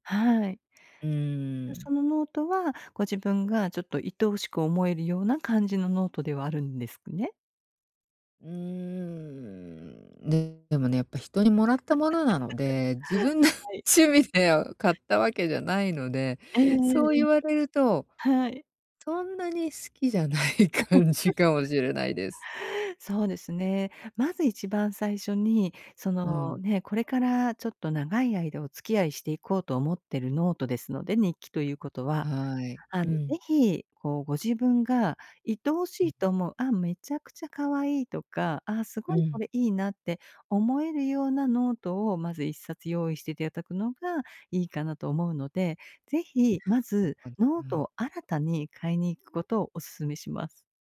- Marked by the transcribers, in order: laugh; laughing while speaking: "自分の趣味では"; laughing while speaking: "好きじゃない感じかもしれないです"; laugh; unintelligible speech
- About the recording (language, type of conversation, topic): Japanese, advice, 簡単な行動を習慣として定着させるには、どこから始めればいいですか？